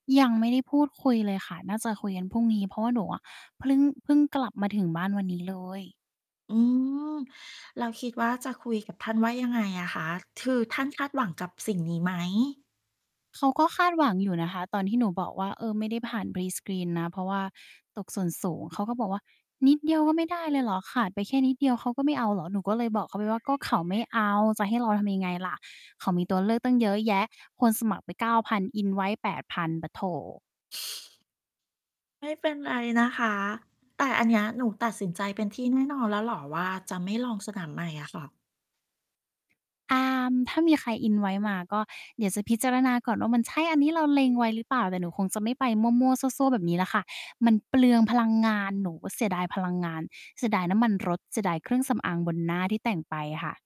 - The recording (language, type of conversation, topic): Thai, podcast, คุณรับมือกับการขาดแรงจูงใจอย่างไรบ้าง?
- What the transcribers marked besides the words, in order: in English: "prescreen"; in English: "invite"; in English: "invite"; disgusted: "มันเปลืองพลังงาน หนูเสียดายพลัง … อางบนหน้าที่แต่งไปอะค่ะ"